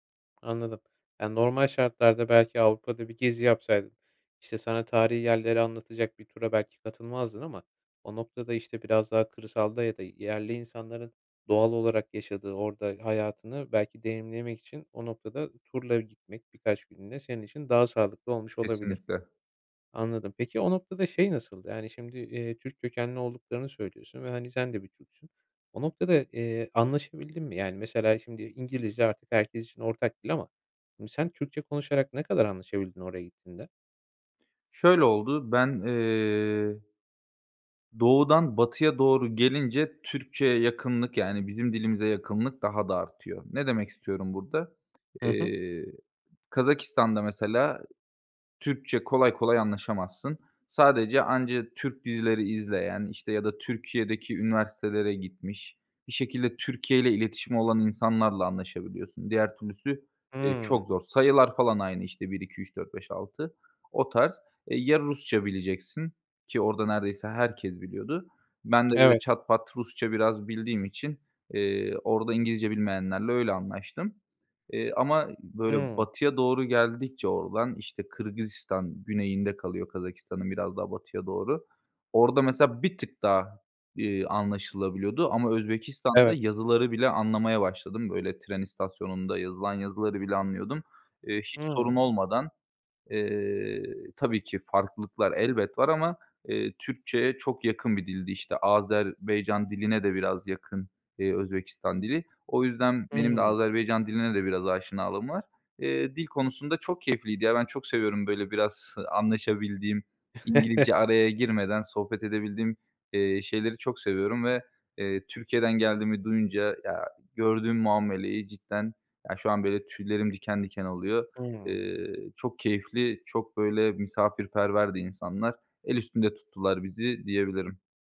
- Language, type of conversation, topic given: Turkish, podcast, En anlamlı seyahat destinasyonun hangisiydi ve neden?
- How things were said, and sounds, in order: other background noise; drawn out: "eee"; "Azerbaycan" said as "Azerbeycan"; "Azerbaycan" said as "Azerbeycan"; tapping; chuckle